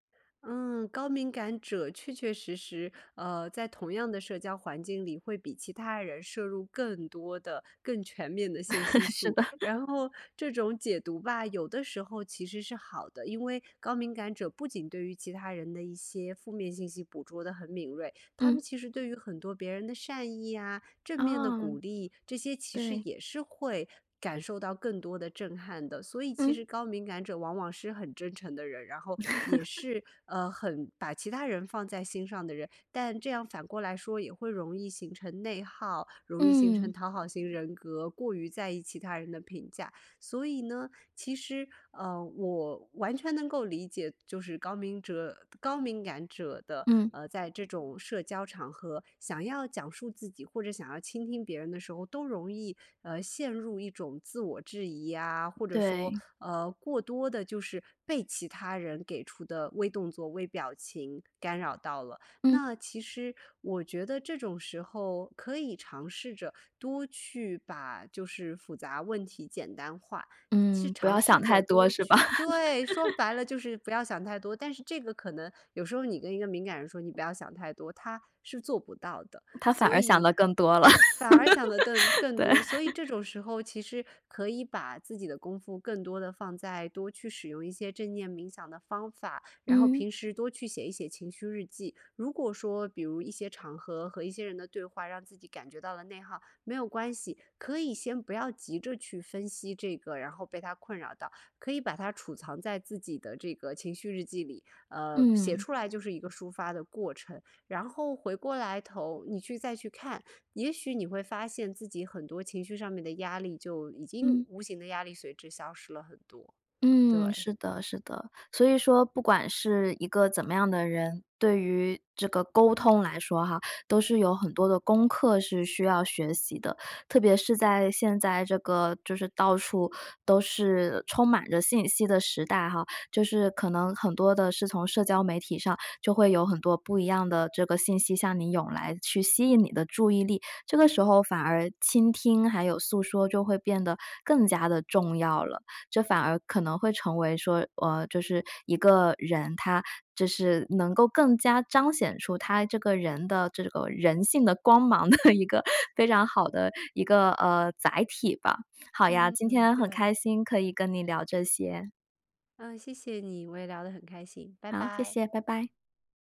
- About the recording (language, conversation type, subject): Chinese, podcast, 有什么快速的小技巧能让别人立刻感到被倾听吗？
- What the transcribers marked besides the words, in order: laugh; laughing while speaking: "是的"; laugh; other background noise; laughing while speaking: "吧？"; laugh; laugh; chuckle; laughing while speaking: "的一个"